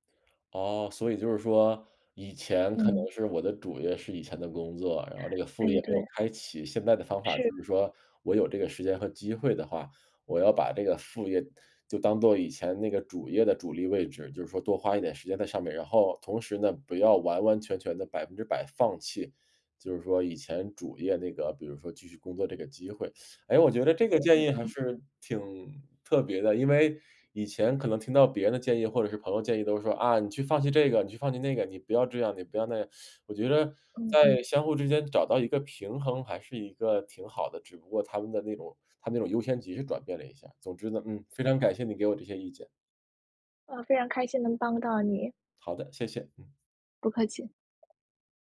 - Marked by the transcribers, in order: other background noise; teeth sucking; teeth sucking
- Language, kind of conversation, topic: Chinese, advice, 我该选择进修深造还是继续工作？